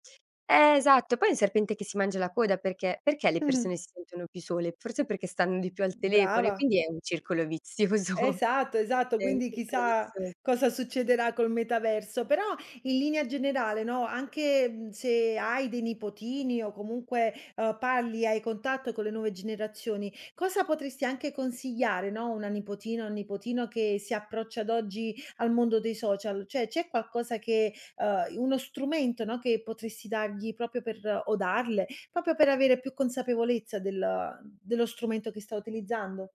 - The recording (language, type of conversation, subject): Italian, podcast, Come usi i social per restare in contatto con gli amici?
- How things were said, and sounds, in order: laughing while speaking: "vizioso"; "chissà" said as "chisà"; "Cioè" said as "ceh"; "proprio" said as "propio"; "proprio" said as "propio"